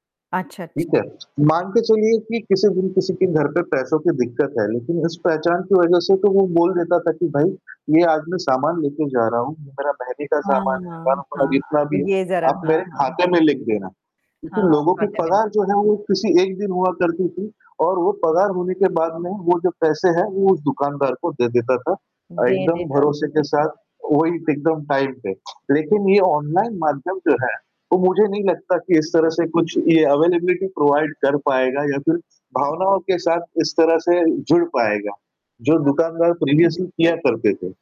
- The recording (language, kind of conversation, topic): Hindi, unstructured, क्या आपको लगता है कि ऑनलाइन खरीदारी ने आपकी खरीदारी की आदतों में बदलाव किया है?
- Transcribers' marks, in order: static; distorted speech; in English: "टाइम"; tapping; in English: "अवेलेबिलिटी प्रोवाइड"; in English: "प्रीवियसली"